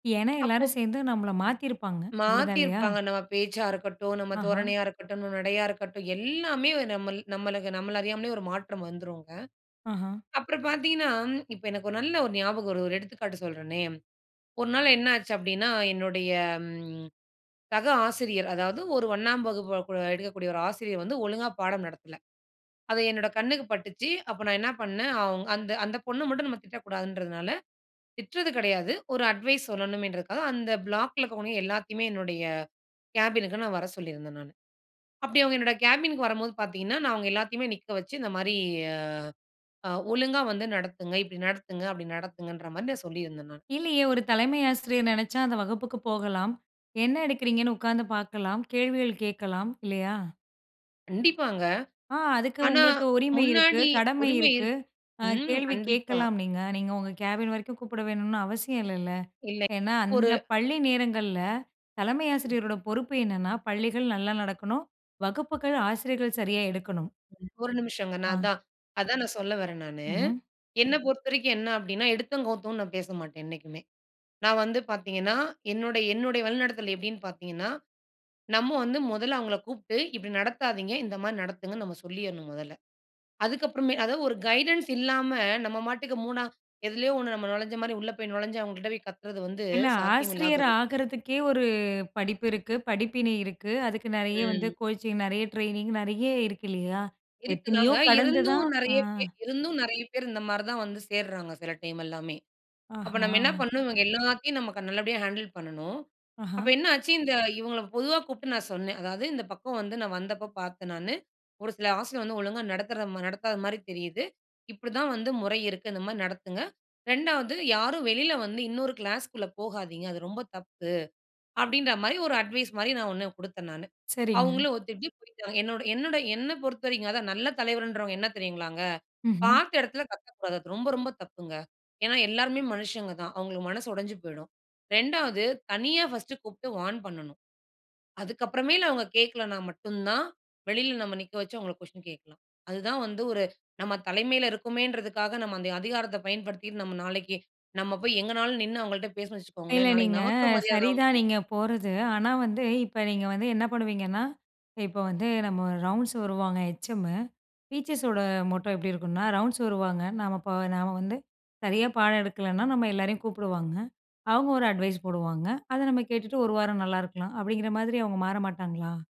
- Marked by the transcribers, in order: drawn out: "ம்"; in English: "அட்வைஸ்"; in English: "பிளாக்ல"; in English: "கேபினுக்கு"; in English: "கேபின்க்கு"; drawn out: "மாரி"; in English: "கேபின்"; other noise; other background noise; in English: "கைடன்ஸ்"; "நுழைந்து" said as "நொழஞ்ச"; "நுழைந்து" said as "நொழஞ்ச"; drawn out: "ஒரு"; in English: "கோச்சிங்"; in English: "ட்ரெய்னிங்"; in English: "ஹேண்டுல்"; in English: "அட்வைஸ்"; in English: "வார்ன்"; in English: "கொஷின்"; in English: "ரவுண்ட்ஸ்"; in English: "மொட்டோ"; in English: "ரவுண்ட்ஸ்"; in English: "அட்வைஸ்"
- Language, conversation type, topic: Tamil, podcast, நல்ல தலைவராக இருப்பதற்கு எந்த பண்புகள் முக்கியமானவை என்று நீங்கள் நினைக்கிறீர்கள்?